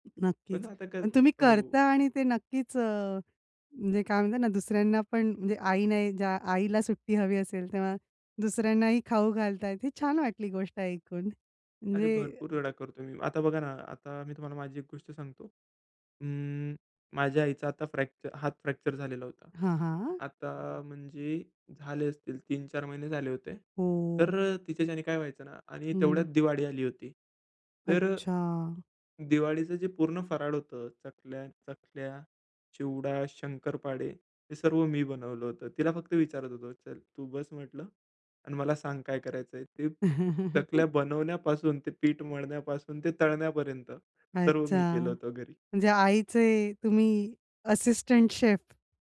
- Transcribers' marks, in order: "शंकरपाळे" said as "शंकरपाडे"; other background noise; laugh; "चकल्या" said as "चखल्या"; tapping; in English: "शेफ"
- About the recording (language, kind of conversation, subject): Marathi, podcast, कोणत्या वासाने तुला लगेच घर आठवतं?